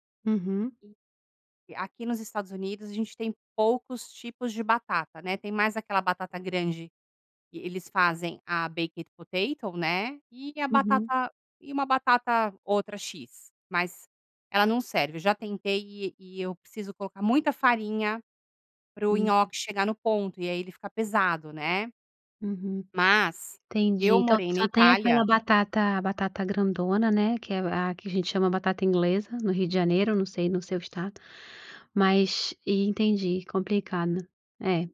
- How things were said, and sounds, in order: in English: "baked potato"
- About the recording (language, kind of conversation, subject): Portuguese, podcast, Qual é uma comida tradicional que reúne a sua família?